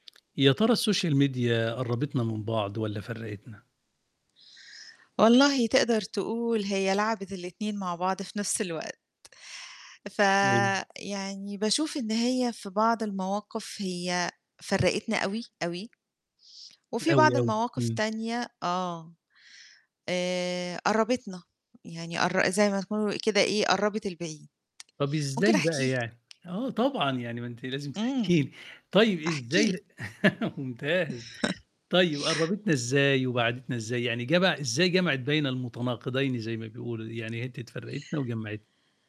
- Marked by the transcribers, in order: tapping; in English: "الsocial media"; static; laugh; unintelligible speech
- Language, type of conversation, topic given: Arabic, podcast, السوشال ميديا قربتنا من بعض أكتر ولا فرّقتنا؟